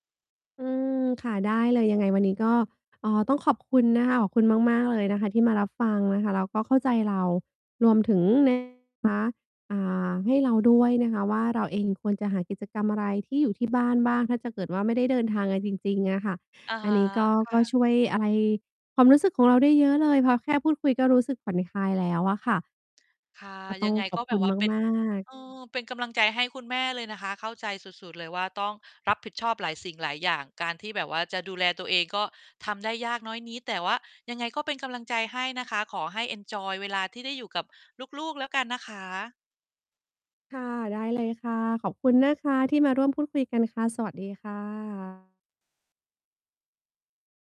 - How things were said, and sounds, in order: tapping; distorted speech; mechanical hum
- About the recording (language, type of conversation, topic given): Thai, advice, ฉันควรทำอย่างไรให้รู้สึกผ่อนคลายมากขึ้นเมื่อพักผ่อนอยู่ที่บ้าน?